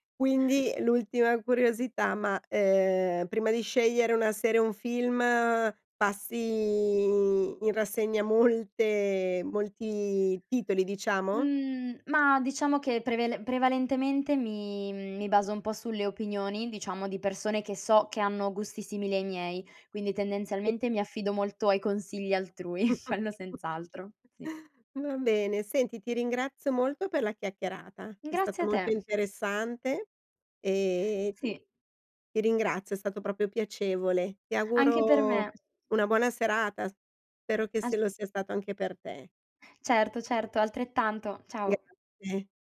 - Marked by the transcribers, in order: laughing while speaking: "molte"; chuckle
- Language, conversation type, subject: Italian, podcast, Che effetto ha lo streaming sul modo in cui consumiamo l’intrattenimento?